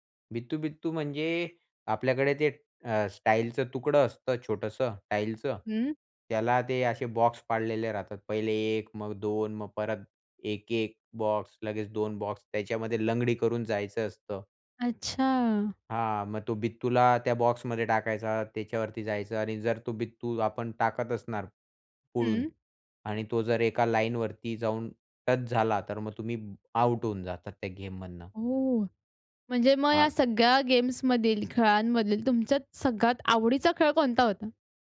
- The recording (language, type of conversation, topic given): Marathi, podcast, लहानपणीच्या खेळांचा तुमच्यावर काय परिणाम झाला?
- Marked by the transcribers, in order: unintelligible speech